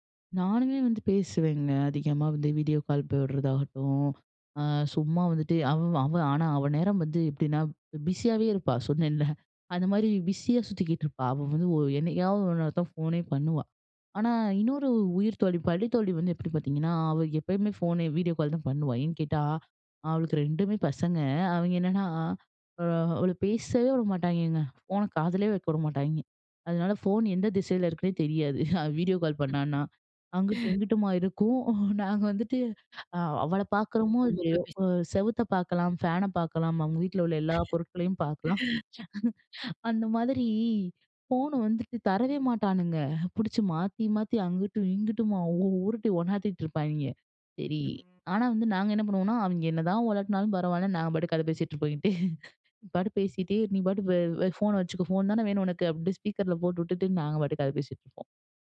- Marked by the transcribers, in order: in English: "பிஸியாவே"; in English: "பிஸியா"; chuckle; other noise; unintelligible speech; chuckle; chuckle; in English: "ஸ்பீக்கர்ல"
- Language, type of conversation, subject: Tamil, podcast, தூரம் இருந்தாலும் நட்பு நீடிக்க என்ன வழிகள் உண்டு?